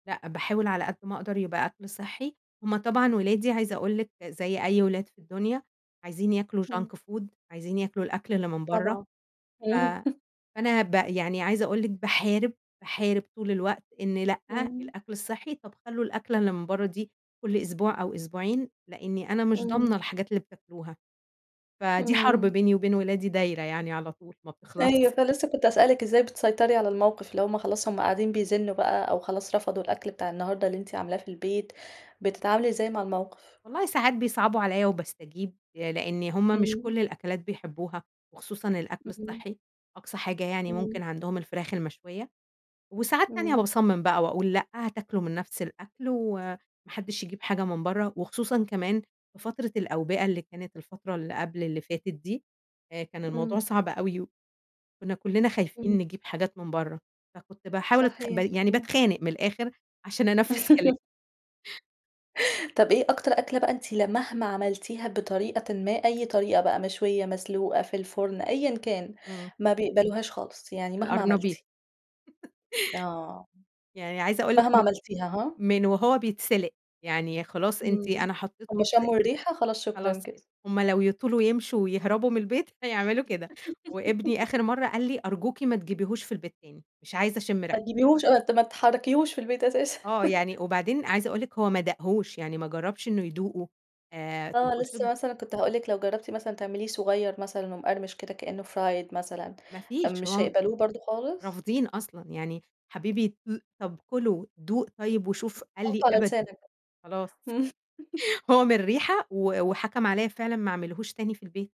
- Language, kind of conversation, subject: Arabic, podcast, إيه هي تجربة فاشلة حصلتلك في الطبخ واتعلمت منها إيه؟
- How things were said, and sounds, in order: unintelligible speech; in English: "junk food"; laugh; tapping; chuckle; laugh; laughing while speaking: "هيعملوا كده"; giggle; unintelligible speech; chuckle; in English: "fried"; unintelligible speech; chuckle; laughing while speaking: "امم"